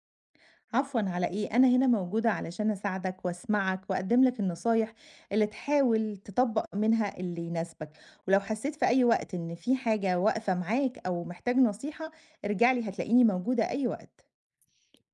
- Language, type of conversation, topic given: Arabic, advice, إزاي بتلاقي نفسك بتلجأ للكحول أو لسلوكيات مؤذية كل ما تتوتر؟
- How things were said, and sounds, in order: tapping